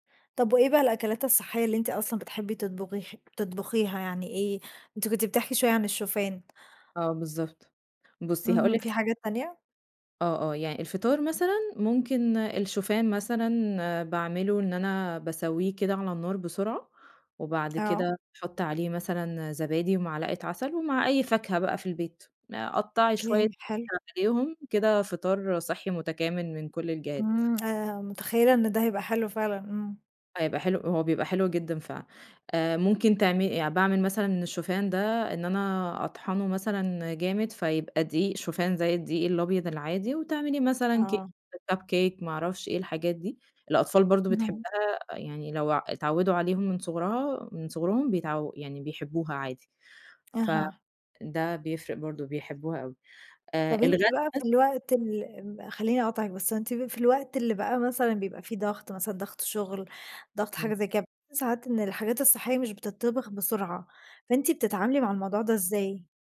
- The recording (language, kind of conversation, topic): Arabic, podcast, إزاي تجهّز أكل صحي بسرعة في البيت؟
- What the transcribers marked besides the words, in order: unintelligible speech; tapping